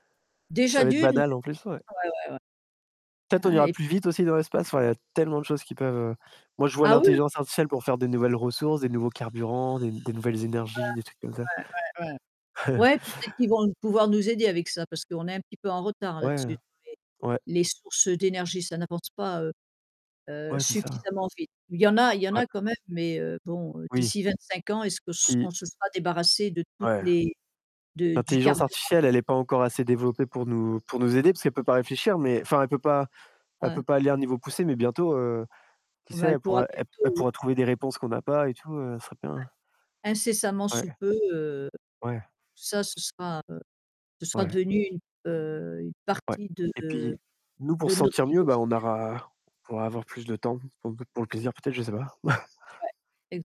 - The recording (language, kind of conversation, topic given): French, unstructured, Quelles activités te permettent de te sentir mieux ?
- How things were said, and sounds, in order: static; distorted speech; chuckle; other background noise; unintelligible speech; chuckle